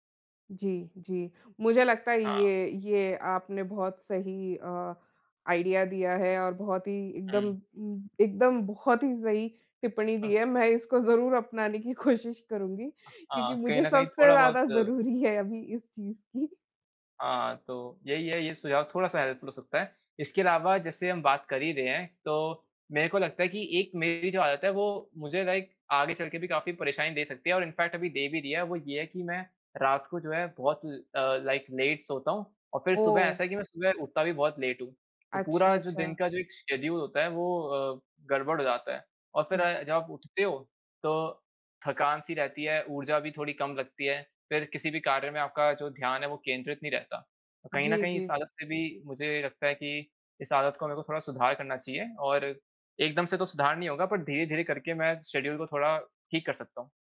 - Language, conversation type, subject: Hindi, unstructured, आत्म-सुधार के लिए आप कौन-सी नई आदतें अपनाना चाहेंगे?
- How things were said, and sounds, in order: in English: "आईडिया"; laughing while speaking: "कोशिश"; tapping; laughing while speaking: "ज़रूरी है"; laughing while speaking: "की"; in English: "हेल्पफुल"; in English: "लाइक"; in English: "इन फ़ैक्ट"; in English: "लाइक लेट"; in English: "लेट"; in English: "शेड्यूल"; in English: "बट"; in English: "शेड्यूल"